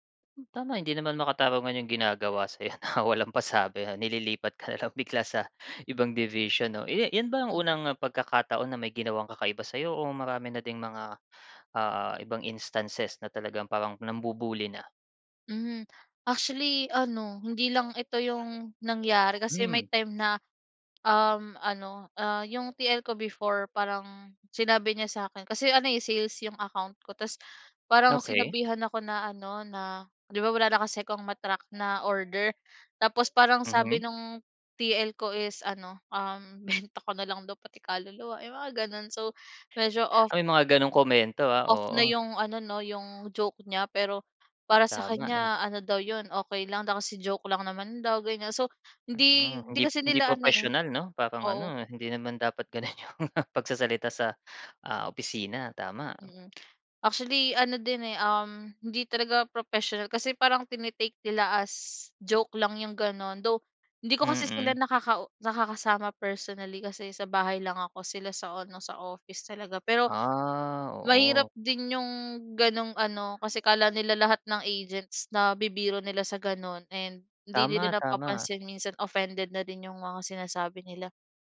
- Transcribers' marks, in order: laughing while speaking: "na walang"; laughing while speaking: "ka na lang bigla sa"; laughing while speaking: "benta"; laughing while speaking: "gano'n yung"; chuckle; in English: "Though"
- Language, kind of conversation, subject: Filipino, podcast, Ano ang mga palatandaan na panahon nang umalis o manatili sa trabaho?